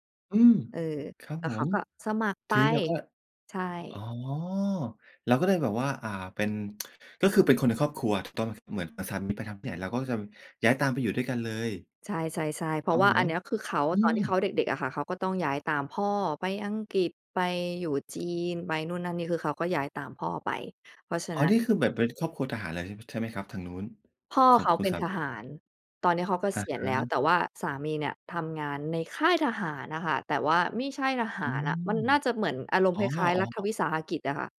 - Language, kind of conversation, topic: Thai, podcast, การย้ายถิ่นทำให้ความรู้สึกของคุณเกี่ยวกับคำว่า “บ้าน” เปลี่ยนไปอย่างไรบ้าง?
- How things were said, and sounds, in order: tsk